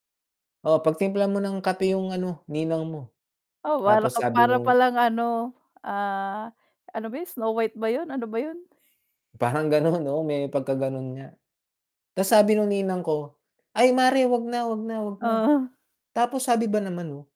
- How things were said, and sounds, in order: static; tapping; other noise
- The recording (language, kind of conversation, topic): Filipino, unstructured, Dapat mo bang patawarin ang taong nanakit sa iyo?